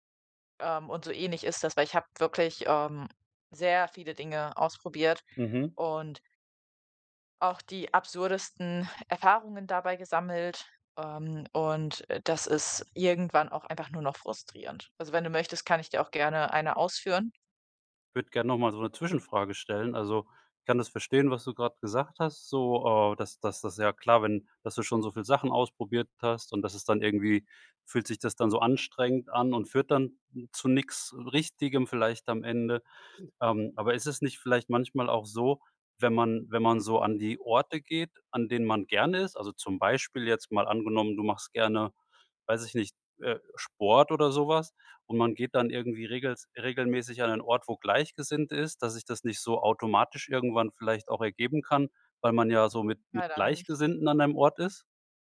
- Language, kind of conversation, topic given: German, advice, Wie kann ich in einer neuen Stadt Freundschaften aufbauen, wenn mir das schwerfällt?
- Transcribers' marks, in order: none